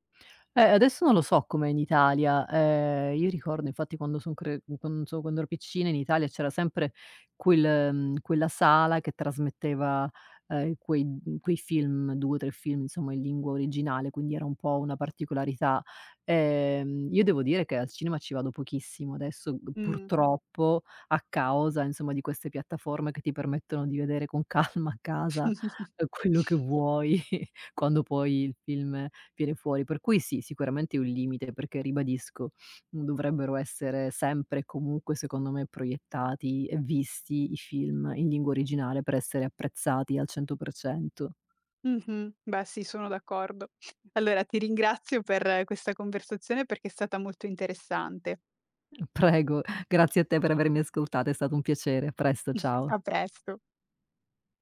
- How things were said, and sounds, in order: chuckle; laughing while speaking: "con calma"; laughing while speaking: "quello che vuoi"; chuckle; laughing while speaking: "Prego"; chuckle; tapping
- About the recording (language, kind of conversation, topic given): Italian, podcast, Cosa ne pensi delle produzioni internazionali doppiate o sottotitolate?